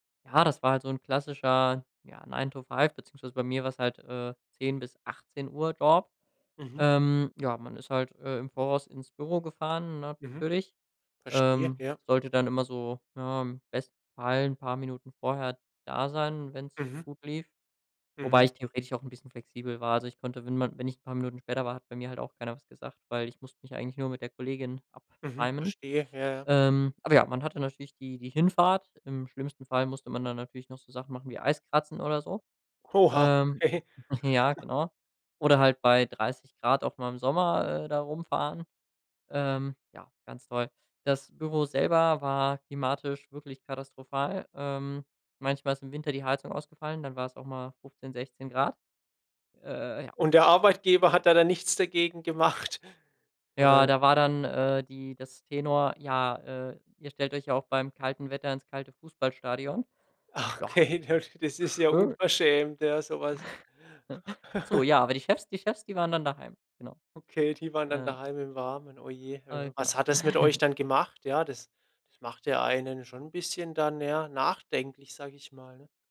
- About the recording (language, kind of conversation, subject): German, podcast, Wie hat Homeoffice deinen Alltag verändert?
- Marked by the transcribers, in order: laughing while speaking: "okay"; chuckle; chuckle; unintelligible speech; laughing while speaking: "Ah, okay, das"; chuckle; unintelligible speech; chuckle